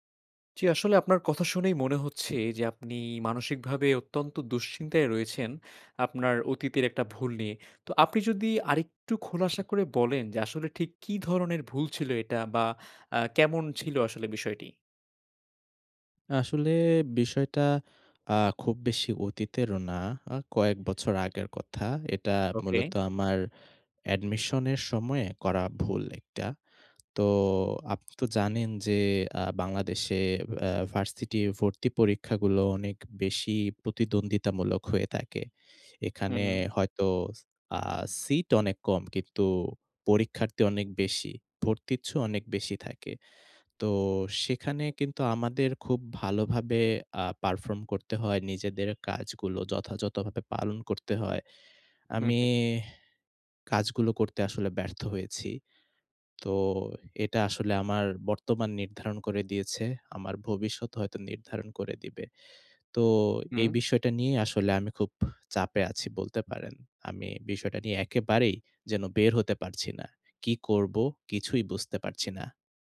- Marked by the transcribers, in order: other street noise; "আপনিতো" said as "আপতো"; horn; sad: "আমি কাজগুলো করতে আসলে ব্যর্থ হয়েছি"; afraid: "একেবারেই যেন বের হতে পারছি না"
- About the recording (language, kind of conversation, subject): Bengali, advice, আপনার অতীতে করা ভুলগুলো নিয়ে দীর্ঘদিন ধরে জমে থাকা রাগটি আপনি কেমন অনুভব করছেন?